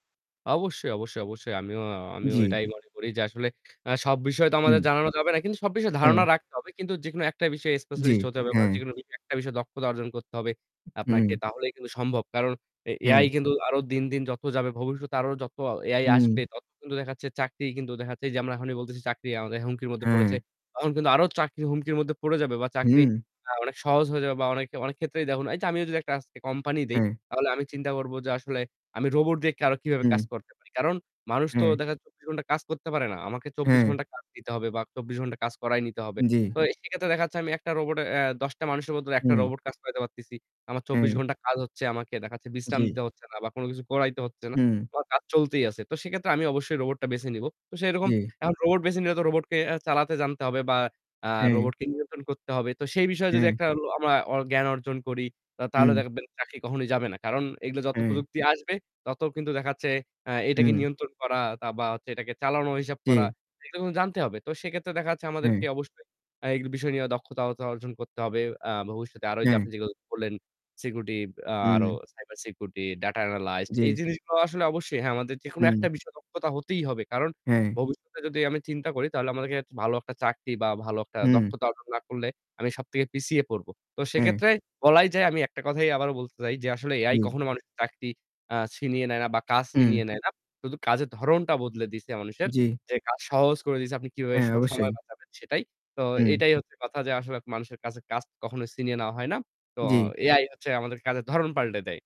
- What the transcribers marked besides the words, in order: static; other noise; distorted speech; "দক্ষতা" said as "দক্ষতাহতা"; "আমাদেরকে" said as "আমাগেরক"
- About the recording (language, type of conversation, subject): Bengali, unstructured, কৃত্রিম বুদ্ধিমত্তা কি মানুষের চাকরিকে হুমকির মুখে ফেলে?